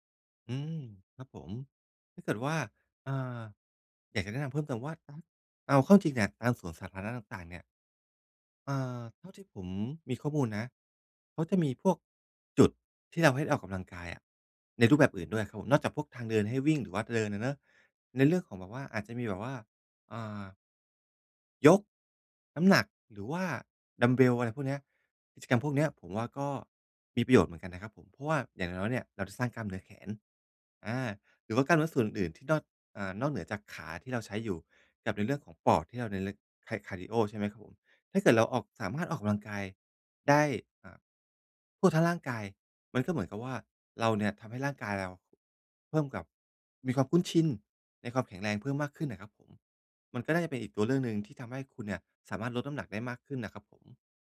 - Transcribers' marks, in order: unintelligible speech; "นอก-" said as "ด๊อด"; in English: "ไดเรกต์"
- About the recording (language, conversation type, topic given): Thai, advice, ฉันจะวัดความคืบหน้าเล็กๆ ในแต่ละวันได้อย่างไร?